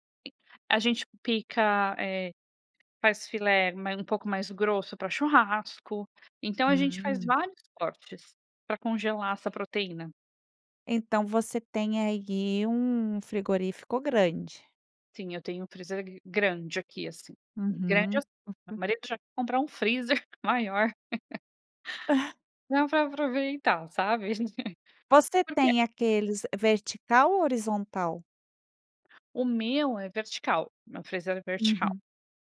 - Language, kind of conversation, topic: Portuguese, podcast, Como reduzir o desperdício de comida no dia a dia?
- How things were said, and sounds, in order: tapping; other background noise; laugh; chuckle; laugh